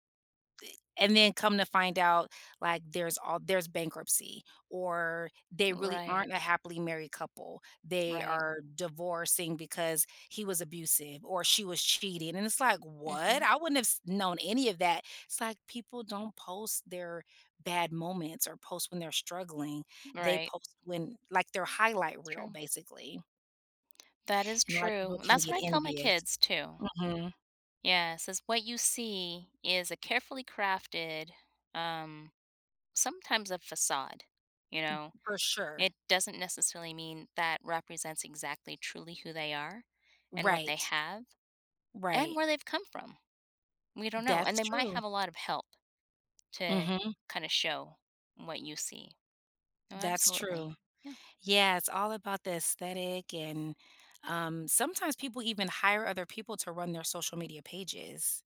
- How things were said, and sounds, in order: other background noise; tapping
- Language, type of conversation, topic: English, advice, How can I be content when my friends can afford luxuries I can't?
- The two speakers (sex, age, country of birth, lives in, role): female, 45-49, United States, United States, advisor; female, 50-54, United States, United States, user